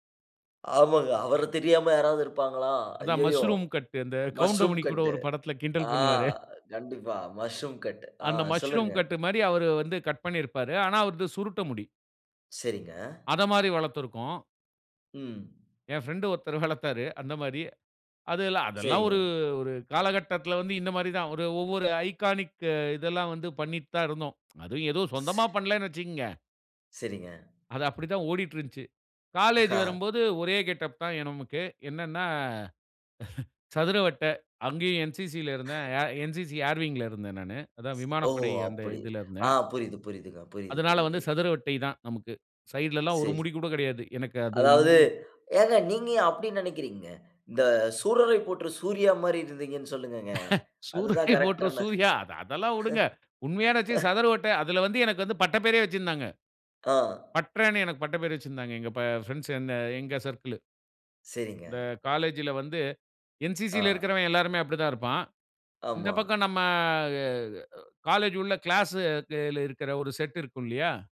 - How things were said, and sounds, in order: in English: "மஸ்ரூம் கட்"; in English: "மஷ்ரூம் கட்"; in English: "மஷ்ரூம் கட்"; in English: "மஸ்ரூம் கட்மாரி"; "அந்த" said as "அத"; in English: "ஐகானிக்"; in English: "கெட்டப்"; chuckle; in English: "என்சிசில"; in English: "என்சிசி ஏர்விங்"; in English: "சைடுல"; laugh; unintelligible speech; laugh; in English: "சர்க்கிள்"; in English: "என்சிசி"; in English: "செட்"
- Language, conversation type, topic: Tamil, podcast, தனித்துவமான ஒரு அடையாள தோற்றம் உருவாக்கினாயா? அதை எப்படி உருவாக்கினாய்?